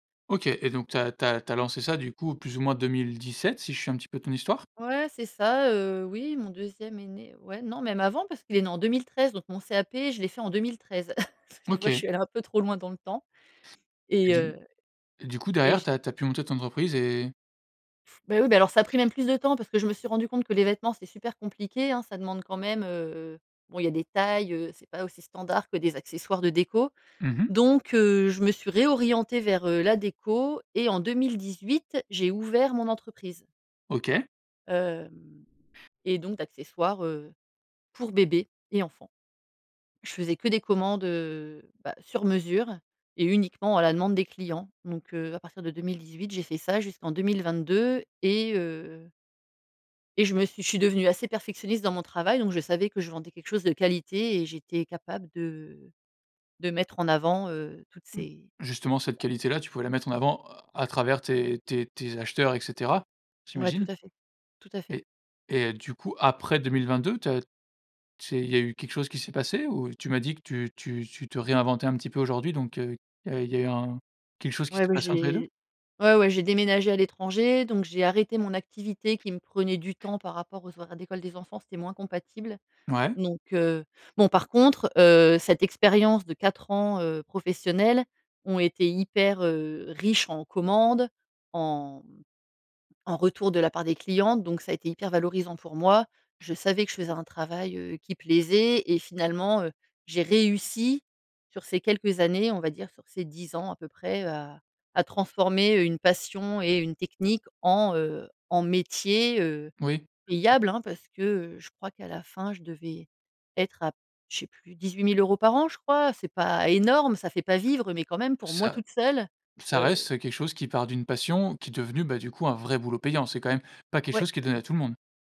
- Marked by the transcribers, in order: chuckle; other background noise; stressed: "riches"; tapping
- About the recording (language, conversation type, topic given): French, podcast, Comment transformer une compétence en un travail rémunéré ?